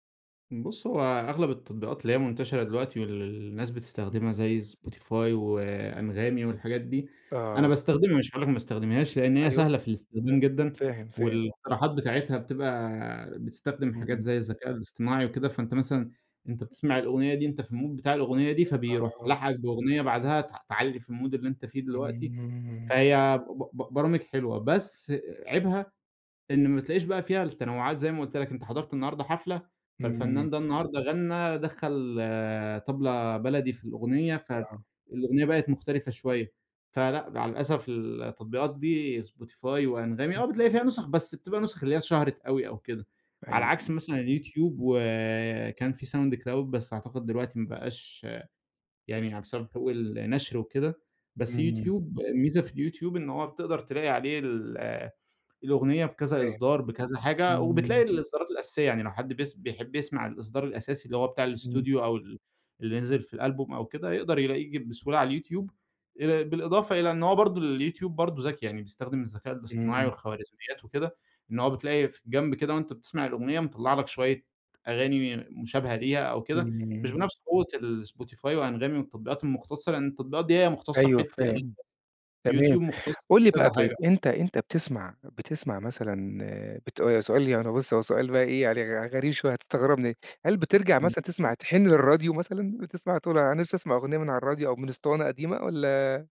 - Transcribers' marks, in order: in English: "الMood"; in English: "الMood"
- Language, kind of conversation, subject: Arabic, podcast, إزاي تنصح حد يوسّع ذوقه في المزيكا؟